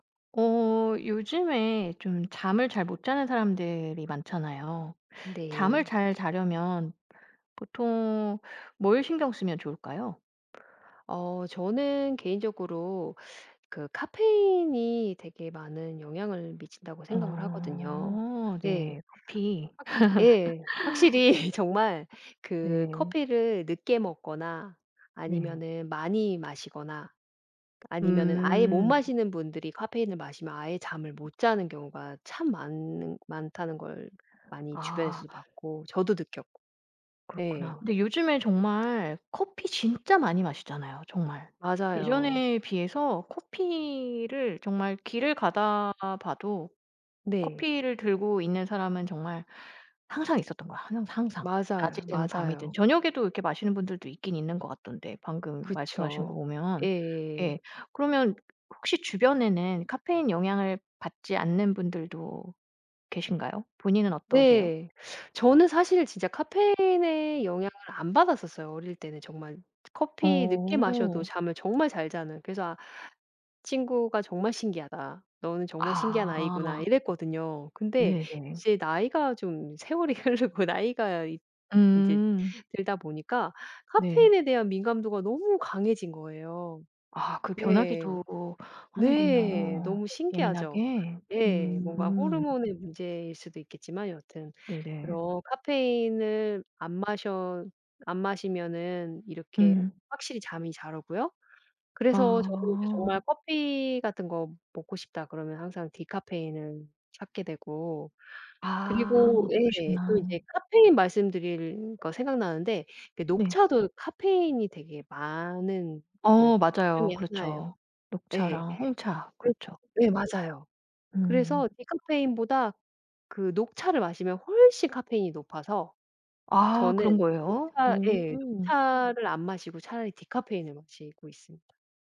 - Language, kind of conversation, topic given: Korean, podcast, 편하게 잠들려면 보통 무엇을 신경 쓰시나요?
- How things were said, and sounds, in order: teeth sucking; laughing while speaking: "확실히"; laugh; other background noise; tapping; laughing while speaking: "흐르고"